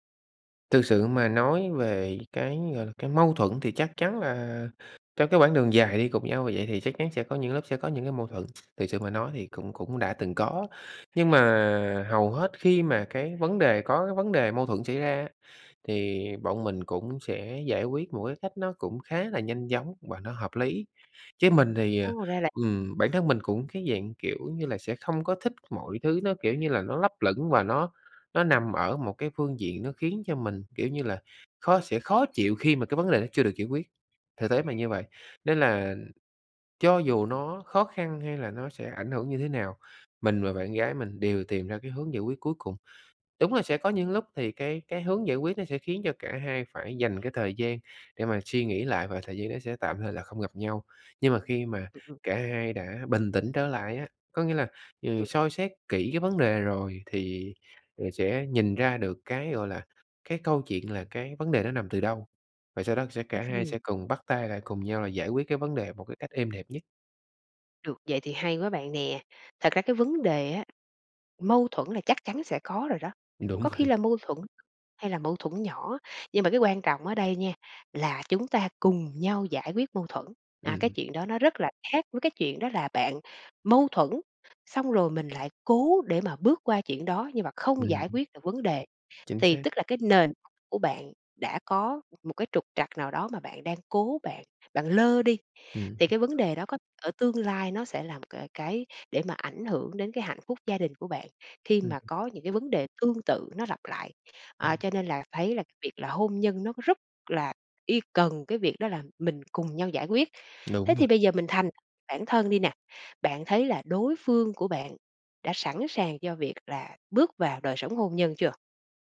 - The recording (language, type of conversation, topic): Vietnamese, advice, Sau vài năm yêu, tôi có nên cân nhắc kết hôn không?
- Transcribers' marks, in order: other background noise; unintelligible speech; tapping; unintelligible speech